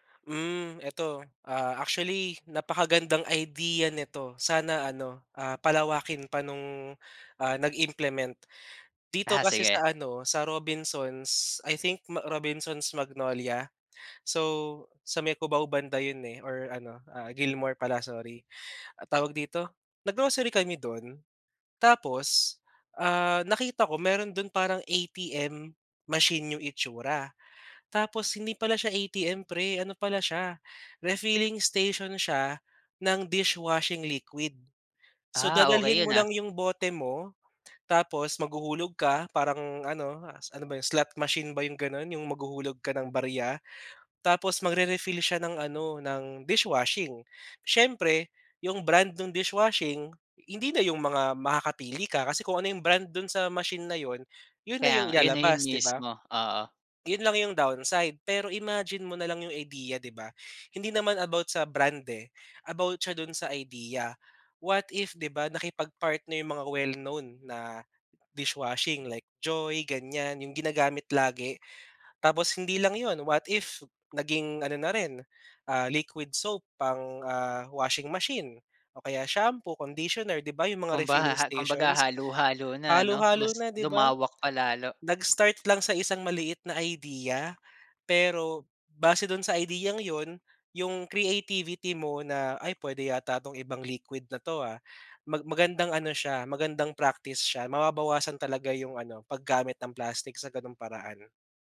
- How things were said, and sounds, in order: stressed: "idea"; joyful: "Ah sige"; in English: "I think"; in English: "What if"; in English: "What if"
- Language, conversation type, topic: Filipino, podcast, Ano ang simpleng paraan para bawasan ang paggamit ng plastik sa araw-araw?